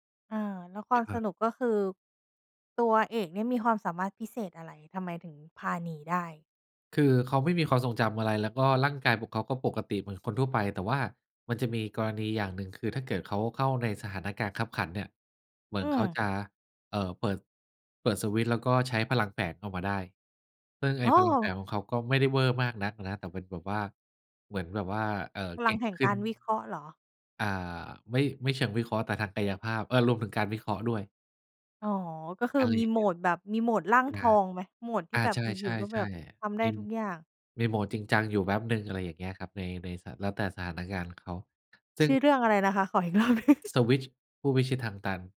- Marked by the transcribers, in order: other background noise; laughing while speaking: "รอบหนึ่ง"; chuckle
- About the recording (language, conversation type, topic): Thai, podcast, คุณเริ่มกลับมาทำอีกครั้งได้อย่างไร?